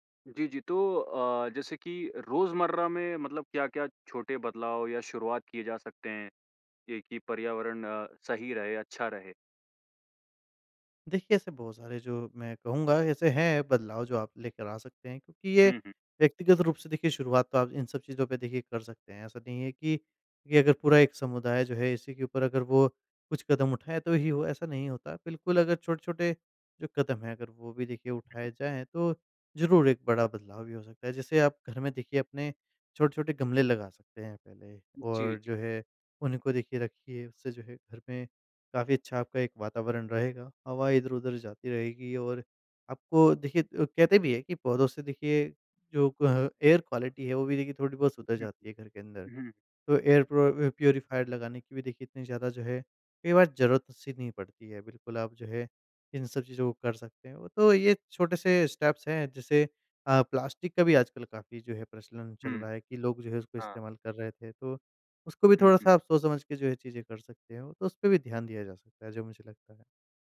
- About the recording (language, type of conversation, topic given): Hindi, podcast, त्योहारों को अधिक पर्यावरण-अनुकूल कैसे बनाया जा सकता है?
- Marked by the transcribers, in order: other noise; in English: "एयर क्वालिटी"; in English: "एयर प्रो"; in English: "प्यूरीफ़ायर"; other background noise; in English: "स्टेप्स"